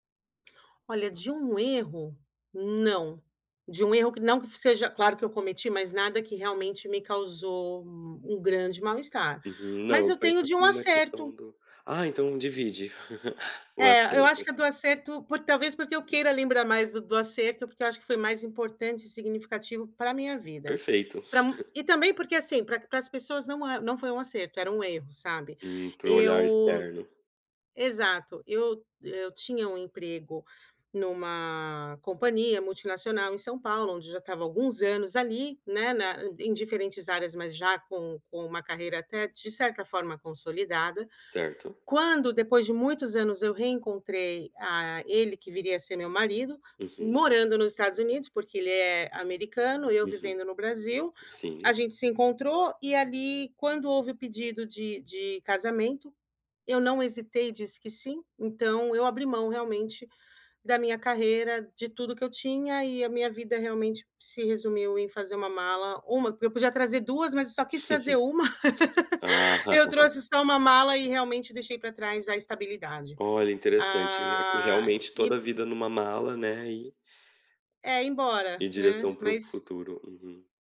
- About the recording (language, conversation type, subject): Portuguese, podcast, Como escolher entre estabilidade e realização pessoal?
- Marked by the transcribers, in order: tapping; laugh; other background noise; chuckle; laugh